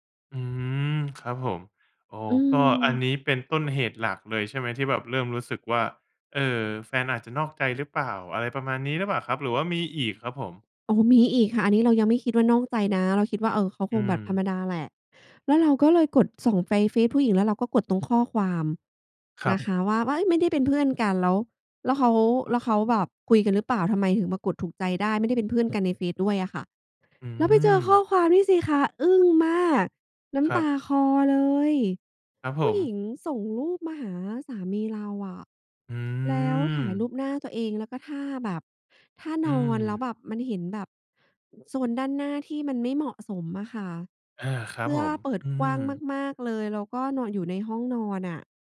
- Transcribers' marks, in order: other noise
- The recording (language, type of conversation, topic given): Thai, advice, ฉันสงสัยว่าแฟนกำลังนอกใจฉันอยู่หรือเปล่า?